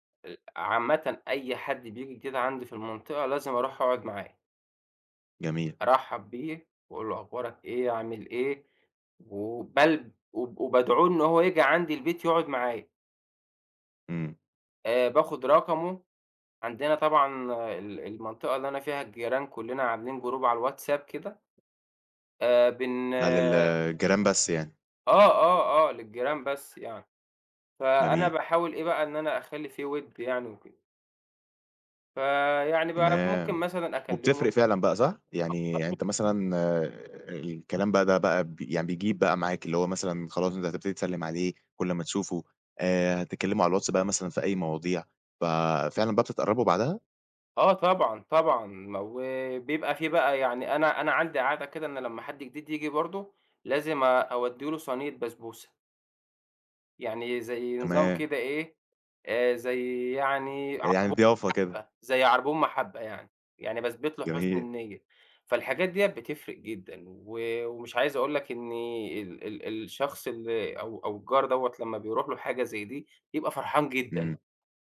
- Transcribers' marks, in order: in English: "group"; unintelligible speech; other background noise
- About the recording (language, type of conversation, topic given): Arabic, podcast, إزاي نبني جوّ أمان بين الجيران؟